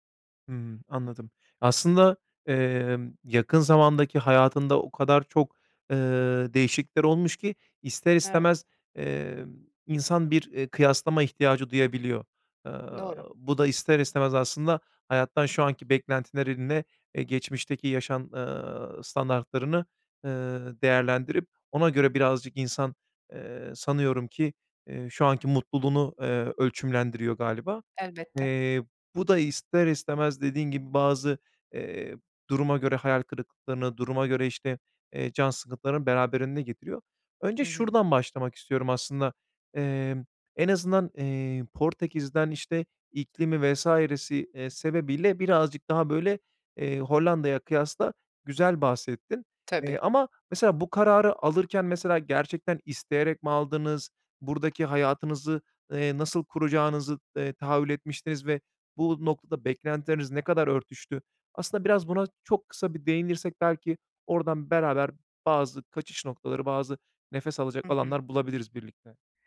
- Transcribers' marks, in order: other background noise
- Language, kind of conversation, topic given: Turkish, advice, Rutin hayatın monotonluğu yüzünden tutkularını kaybetmiş gibi mi hissediyorsun?